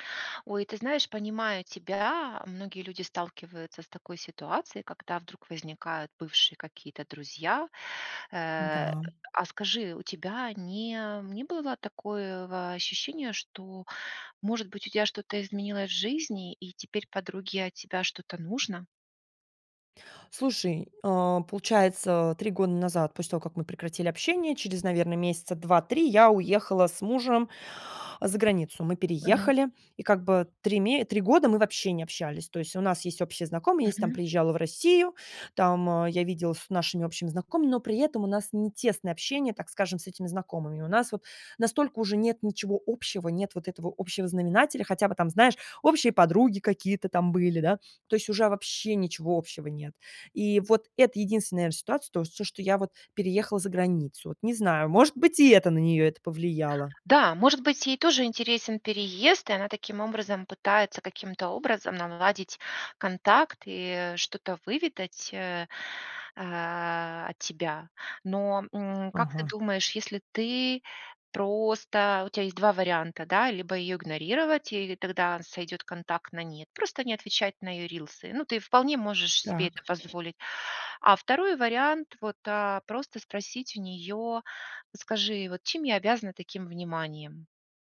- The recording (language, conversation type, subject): Russian, advice, Как реагировать, если бывший друг навязывает общение?
- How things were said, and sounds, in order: none